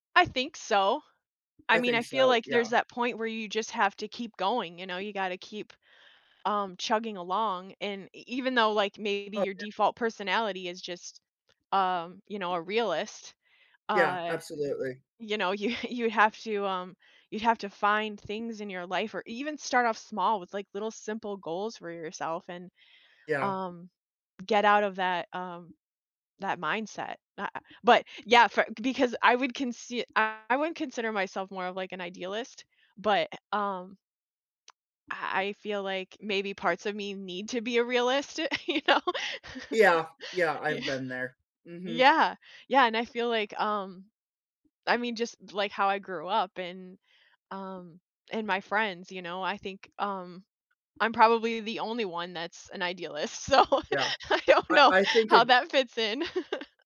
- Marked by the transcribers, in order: other background noise; laughing while speaking: "you"; laughing while speaking: "you know Yeah"; laughing while speaking: "so, I don't know how that fits in"; chuckle
- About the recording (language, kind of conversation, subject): English, unstructured, How do realism and idealism shape the way we approach challenges in life?
- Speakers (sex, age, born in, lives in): female, 40-44, United States, United States; male, 30-34, United States, United States